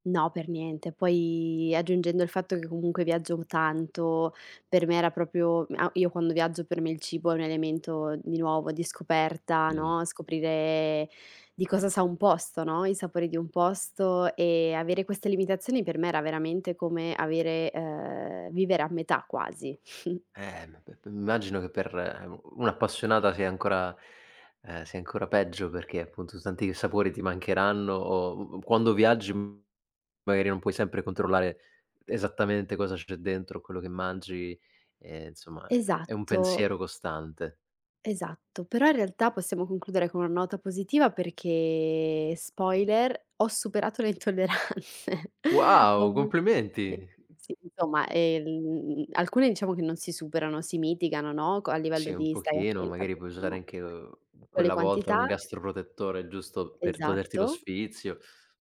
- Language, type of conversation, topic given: Italian, podcast, Che ruolo ha l’alimentazione nella tua giornata?
- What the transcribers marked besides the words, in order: "proprio" said as "propio"; snort; "insomma" said as "nsomma"; drawn out: "perché"; laughing while speaking: "intolleranze"; other background noise